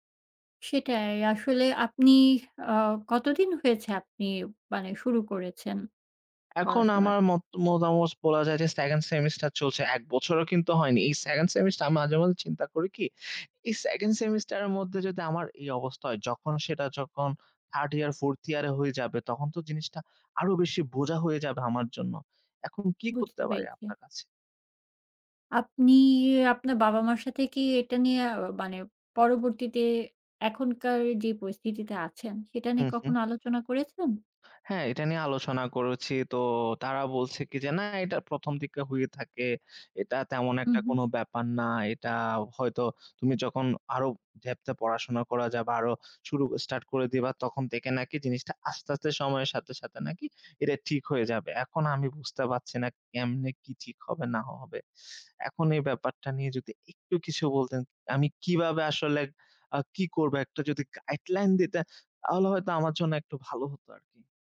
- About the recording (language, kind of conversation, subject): Bengali, advice, পরিবারের প্রত্যাশা মানিয়ে চলতে গিয়ে কীভাবে আপনার নিজের পরিচয় চাপা পড়েছে?
- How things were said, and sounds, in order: in English: "depth"; in English: "guideline"